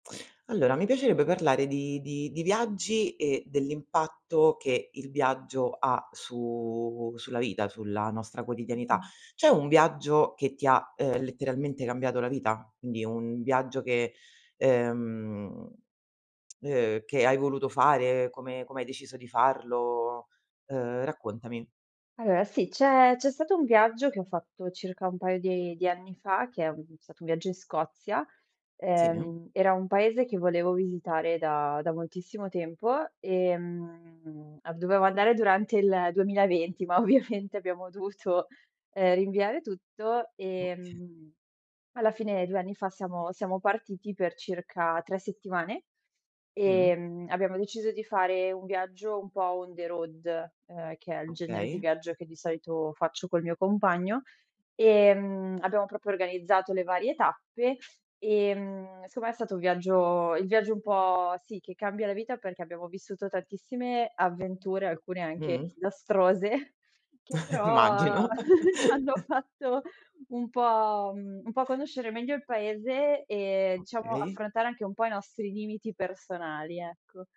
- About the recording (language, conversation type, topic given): Italian, podcast, Puoi raccontarmi di un viaggio che ti ha cambiato la vita?
- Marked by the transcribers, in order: other background noise; tsk; laughing while speaking: "ovviamente abbiamo dovuto"; in English: "on the road"; "proprio" said as "propio"; "secondo" said as "sco"; laughing while speaking: "diastrose"; "disastrose" said as "diastrose"; chuckle; laughing while speaking: "immagino!"; chuckle; laughing while speaking: "ci hanno fatto"; chuckle; "diciamo" said as "ciamo"